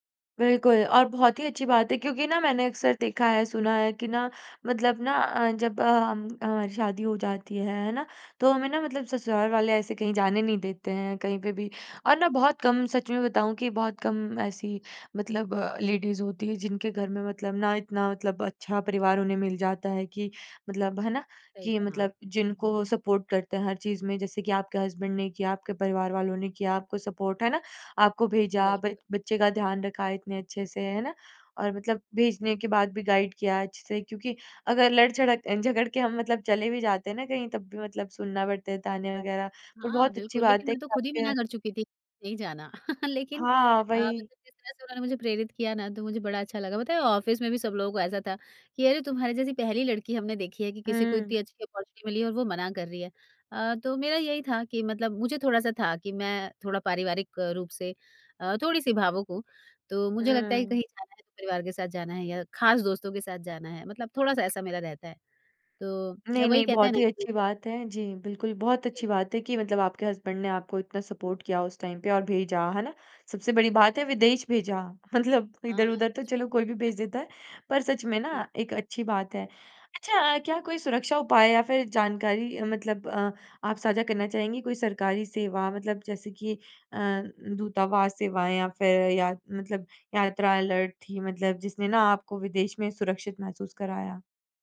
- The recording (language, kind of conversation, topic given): Hindi, podcast, किसने आपको विदेश में सबसे सुरक्षित महसूस कराया?
- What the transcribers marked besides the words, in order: in English: "लेडीज़"; in English: "सपोर्ट"; in English: "हज़्बन्ड"; in English: "सपोर्ट"; in English: "गाइड"; laugh; in English: "ऑफ़िस"; in English: "ऑपर्च्युनिटी"; unintelligible speech; in English: "हज़्बन्ड"; in English: "सपोर्ट"; in English: "टाइम"; laugh; laughing while speaking: "मतलब"; in English: "अलर्ट"